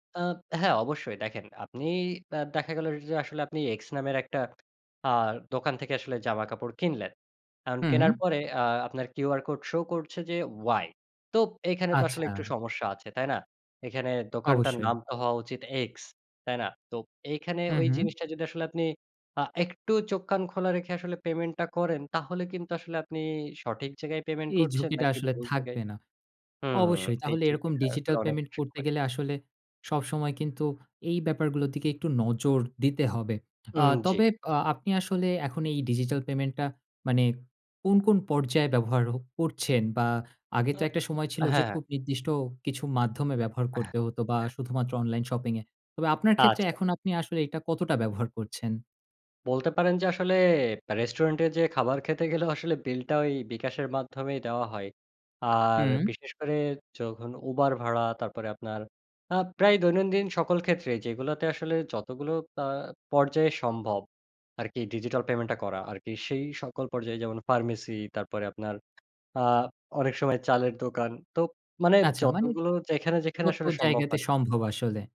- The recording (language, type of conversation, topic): Bengali, podcast, আপনি ডিজিটাল পেমেন্ট নিরাপদ রাখতে কী কী করেন?
- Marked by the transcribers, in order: tapping; unintelligible speech; other background noise; other noise